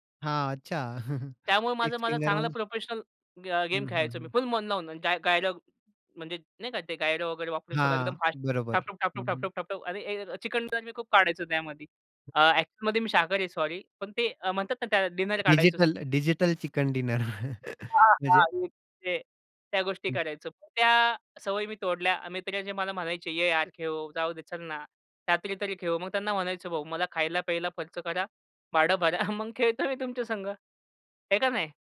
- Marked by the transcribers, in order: chuckle; in English: "सिक्स फिंगर"; other background noise; other noise; laughing while speaking: "मग खेळतो मी तुमच्यासंग"
- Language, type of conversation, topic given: Marathi, podcast, कुठल्या सवयी बदलल्यामुळे तुमचं आयुष्य सुधारलं, सांगाल का?